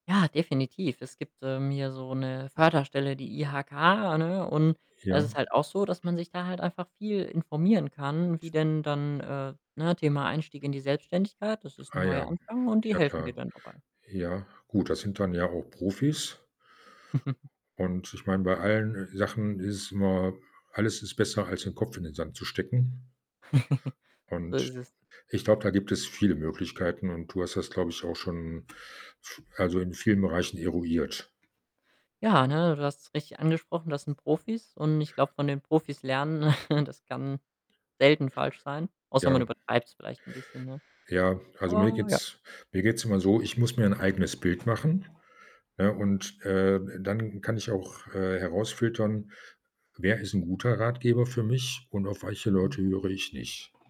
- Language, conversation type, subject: German, podcast, Was bedeutet ein Neuanfang für dich?
- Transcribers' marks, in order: other background noise; chuckle; chuckle; tapping; chuckle